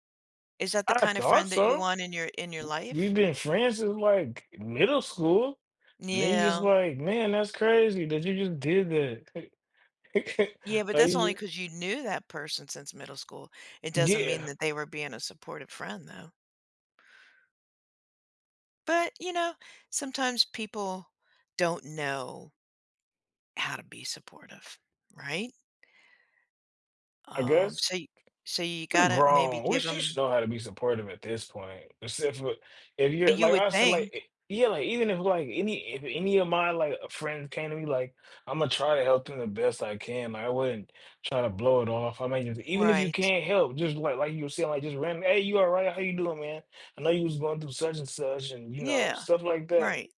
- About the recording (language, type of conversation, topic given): English, unstructured, What qualities make a friendship truly supportive and meaningful?
- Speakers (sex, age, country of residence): female, 65-69, United States; male, 35-39, United States
- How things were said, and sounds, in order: chuckle